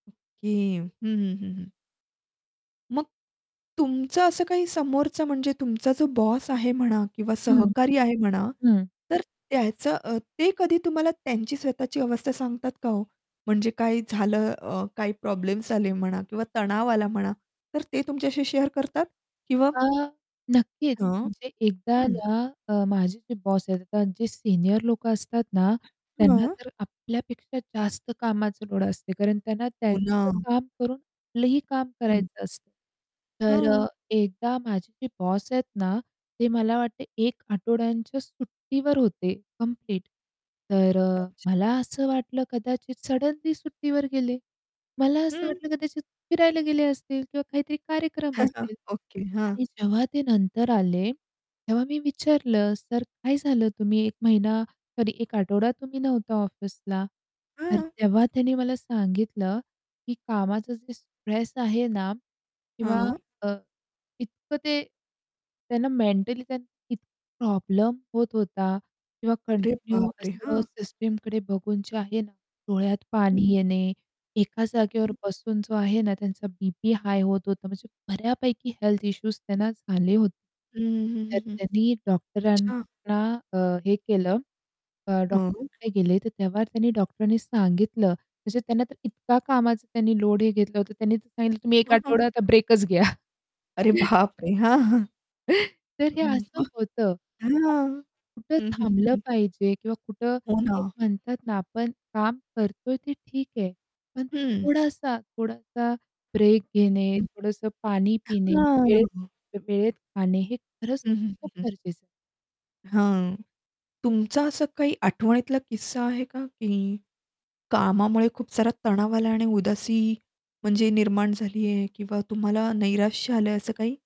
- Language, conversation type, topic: Marathi, podcast, कामामुळे उदास वाटू लागल्यावर तुम्ही लगेच कोणती साधी गोष्ट करता?
- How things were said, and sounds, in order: distorted speech; static; tapping; in English: "शेअर"; other background noise; unintelligible speech; unintelligible speech; in English: "कंटिन्यू"; laughing while speaking: "आता ब्रेकच घ्या"; laughing while speaking: "अरे बाप रे हां"; chuckle; unintelligible speech